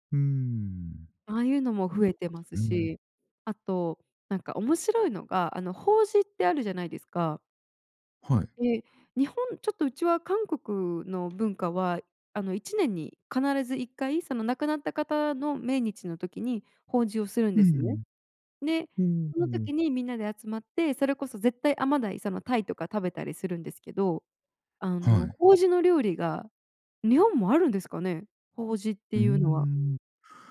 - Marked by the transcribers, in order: tapping
- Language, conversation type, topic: Japanese, podcast, あなたのルーツに今も残っている食文化はどのようなものですか？